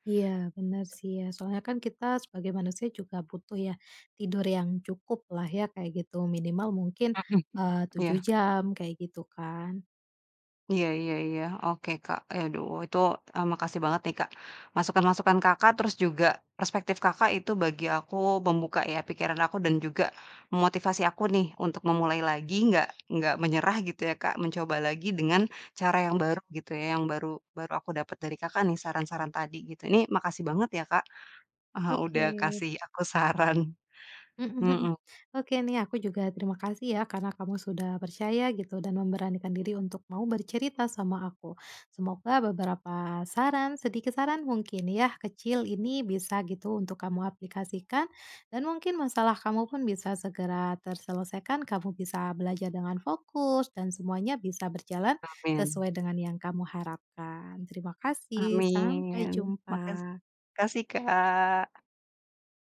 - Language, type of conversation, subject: Indonesian, advice, Kenapa saya sulit bangun pagi secara konsisten agar hari saya lebih produktif?
- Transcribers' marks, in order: laughing while speaking: "saran"